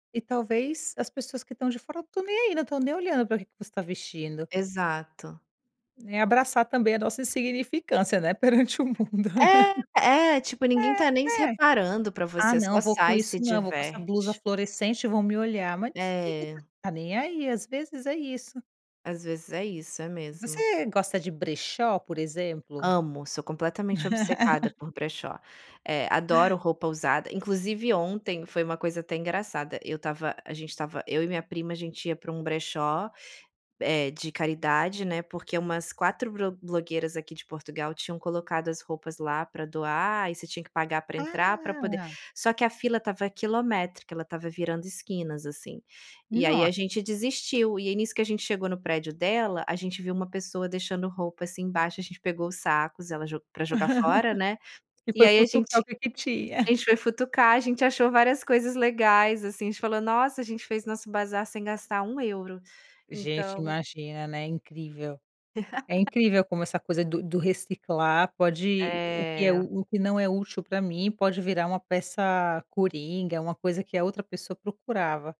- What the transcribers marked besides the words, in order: tapping; laughing while speaking: "perante o mundo"; laugh; chuckle; drawn out: "Ah!"; laugh; laughing while speaking: "tinha"; laugh
- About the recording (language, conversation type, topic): Portuguese, podcast, Como a relação com seu corpo influenciou seu estilo?